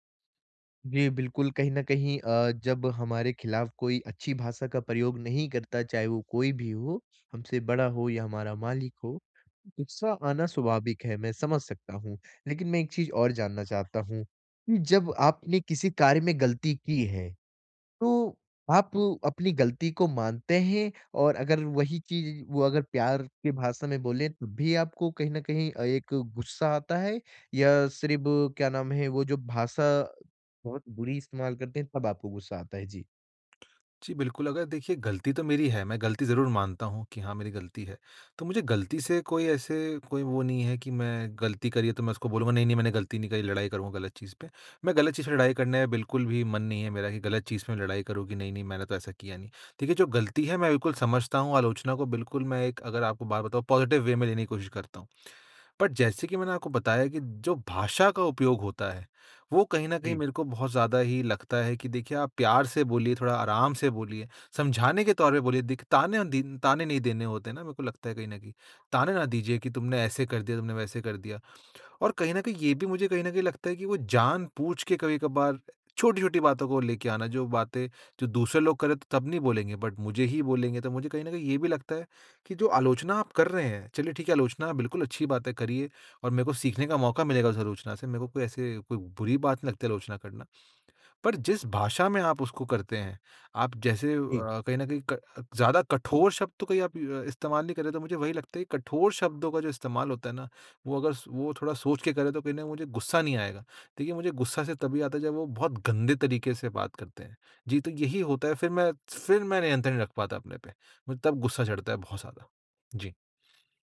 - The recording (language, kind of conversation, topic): Hindi, advice, आलोचना पर अपनी भावनात्मक प्रतिक्रिया को कैसे नियंत्रित करूँ?
- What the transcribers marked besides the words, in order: tongue click; in English: "पॉज़िटिव वे"; in English: "बट"; in English: "बट"